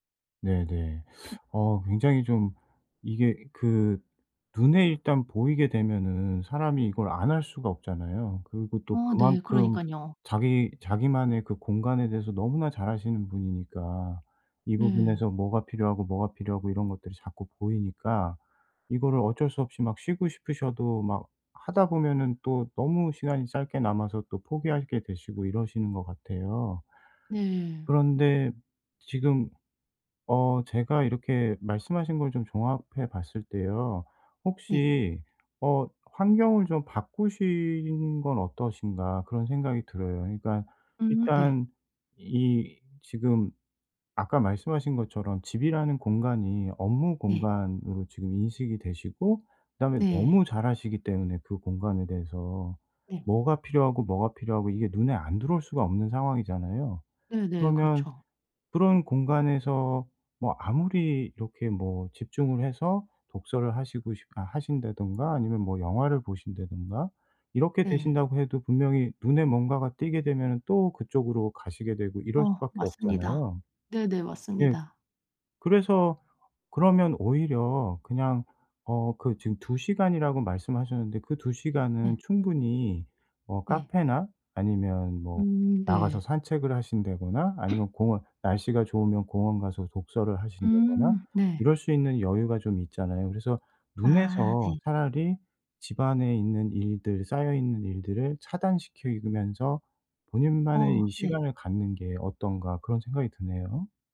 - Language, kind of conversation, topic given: Korean, advice, 집에서 편안히 쉬고 스트레스를 잘 풀지 못할 때 어떻게 해야 하나요?
- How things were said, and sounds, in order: teeth sucking; cough; tapping